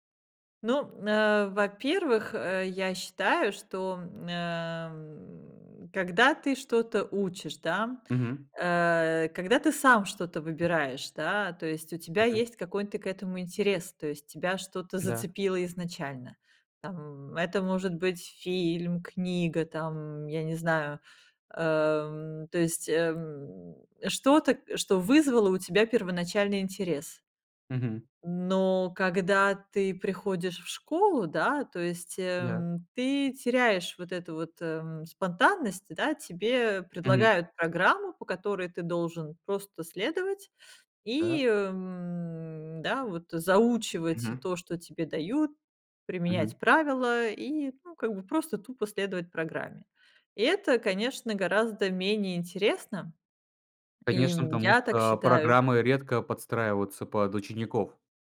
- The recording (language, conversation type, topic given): Russian, podcast, Что, по‑твоему, мешает учиться с удовольствием?
- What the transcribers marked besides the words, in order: other background noise